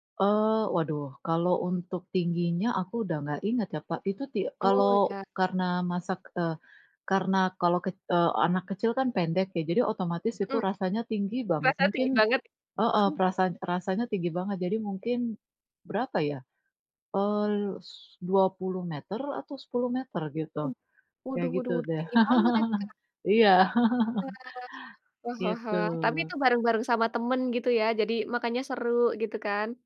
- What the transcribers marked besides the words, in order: laugh; other background noise; laugh
- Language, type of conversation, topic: Indonesian, unstructured, Apa kenangan paling bahagia dari masa kecilmu?